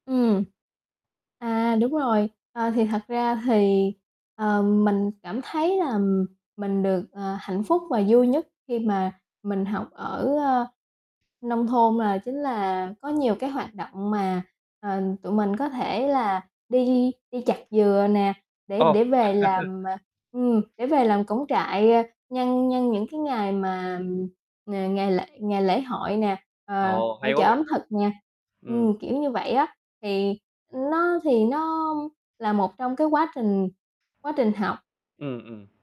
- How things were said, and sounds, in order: tapping; laugh; other background noise; static; distorted speech
- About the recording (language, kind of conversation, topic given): Vietnamese, podcast, Bạn có thể kể về trải nghiệm học tập đáng nhớ nhất của bạn không?